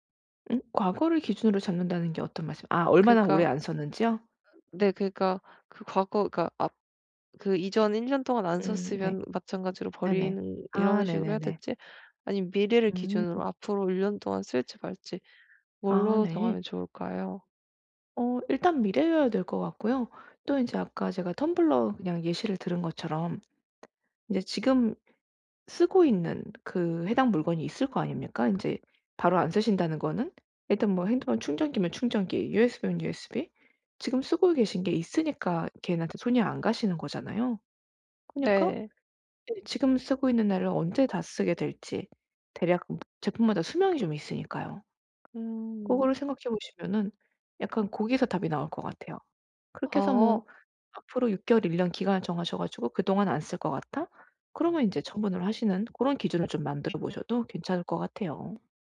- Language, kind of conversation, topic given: Korean, advice, 감정이 담긴 오래된 물건들을 이번에 어떻게 정리하면 좋을까요?
- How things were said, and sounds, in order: tapping; other background noise